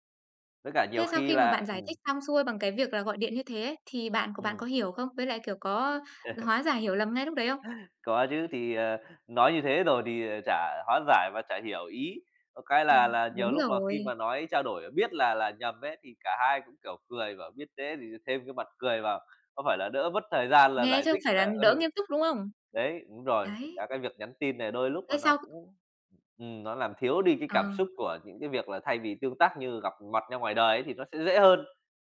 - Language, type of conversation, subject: Vietnamese, podcast, Bạn xử lý hiểu lầm qua tin nhắn như thế nào?
- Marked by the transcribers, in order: chuckle; tapping